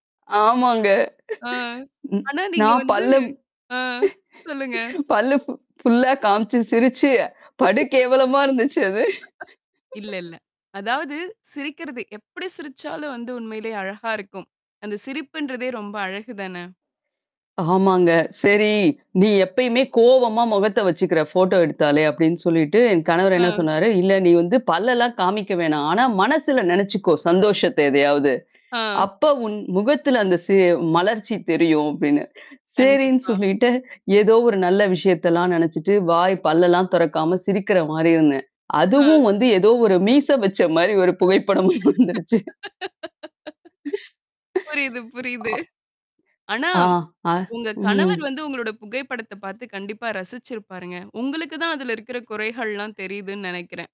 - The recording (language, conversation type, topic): Tamil, podcast, புகைப்படம் எடுக்கும்போது நீங்கள் முதலில் எதை நோக்கிப் பார்க்கிறீர்கள்?
- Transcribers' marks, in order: laughing while speaking: "ஆமாங்க. ம். நான் பல்லம் பல்லு … கேவலமா இருந்துச்சு அது"; "பல்ல" said as "பல்லம்"; laugh; in English: "ஃபோட்டோ"; laughing while speaking: "எதையாவது!"; "சரின்னு" said as "சேரின்னு"; tapping; laughing while speaking: "மீச வச்ச மாரி, ஒரு புகைப்படம் வந்துருச்சு"; laugh; laughing while speaking: "புரியுது புரியுது"; laugh; distorted speech; static; other background noise